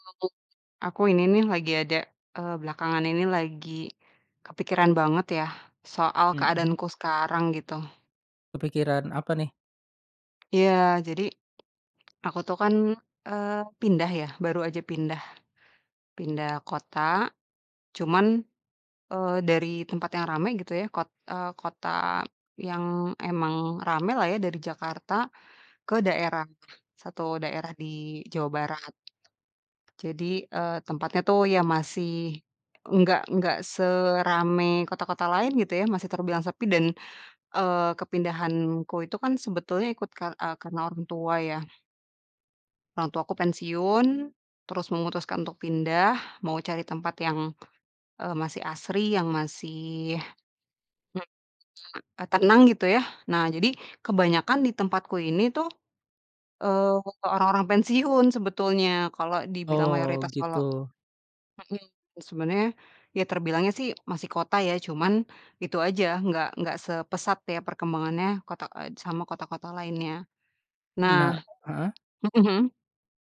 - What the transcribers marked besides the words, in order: other background noise; other noise
- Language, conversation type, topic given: Indonesian, advice, Bagaimana cara pindah ke kota baru tanpa punya teman dekat?